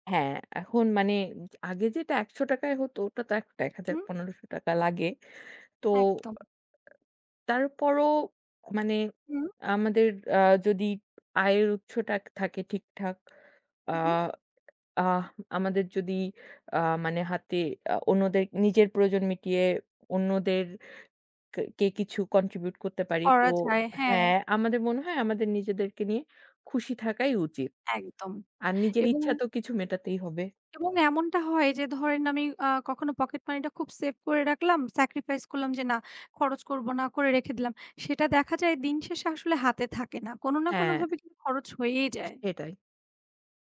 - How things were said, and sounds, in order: "উৎসটা" said as "উৎসটাক"; tapping; in English: "contribute"; in English: "স্যাক্রিফাইস"
- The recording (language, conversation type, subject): Bengali, unstructured, আপনি আপনার পকেট খরচ কীভাবে সামলান?